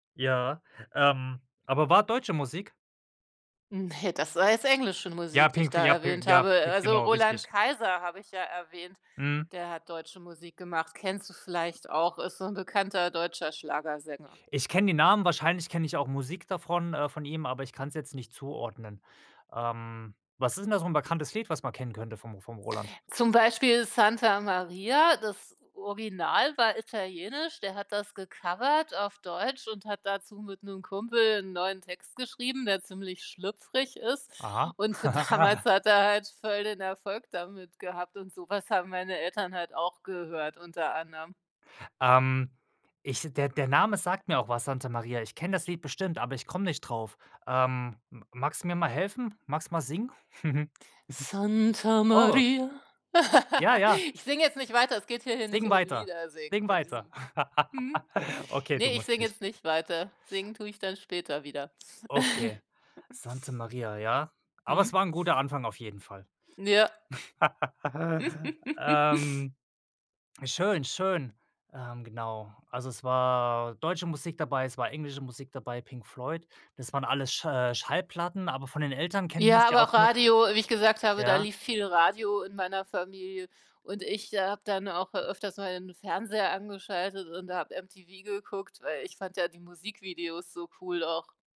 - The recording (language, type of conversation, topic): German, podcast, Wie hast du früher neue Musik entdeckt?
- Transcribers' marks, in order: other background noise; laughing while speaking: "Ne"; in English: "gecovert"; laughing while speaking: "damals"; chuckle; singing: "Santa Maria"; laugh; chuckle; laugh; snort; tapping; chuckle; drawn out: "war"